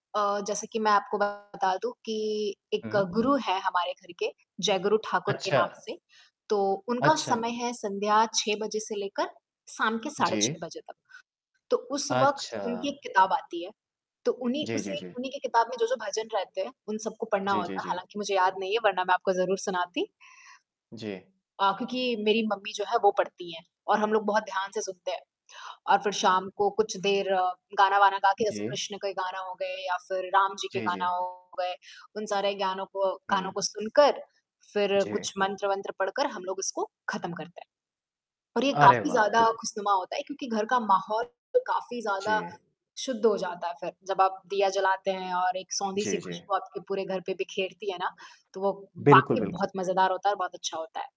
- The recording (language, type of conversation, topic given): Hindi, podcast, आपकी रोज़ की रचनात्मक दिनचर्या कैसी होती है?
- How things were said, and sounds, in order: static; distorted speech; other background noise